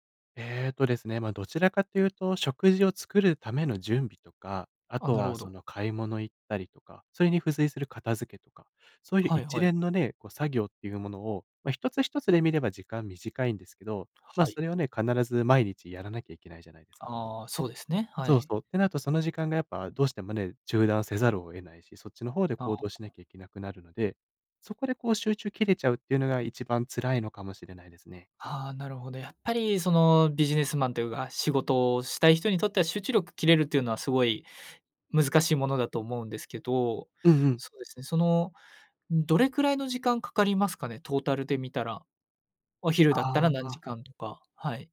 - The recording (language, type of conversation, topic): Japanese, advice, 集中するためのルーティンや環境づくりが続かないのはなぜですか？
- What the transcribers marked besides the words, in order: none